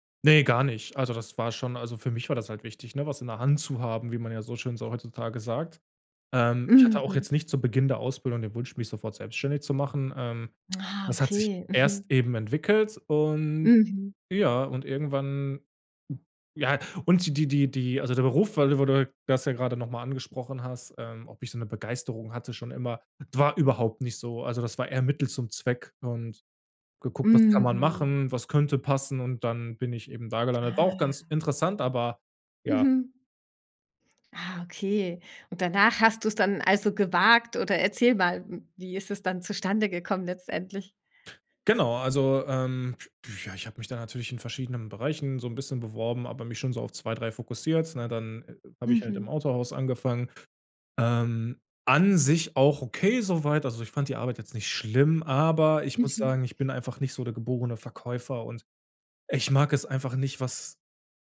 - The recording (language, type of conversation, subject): German, podcast, Wie ist dein größter Berufswechsel zustande gekommen?
- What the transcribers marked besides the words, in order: none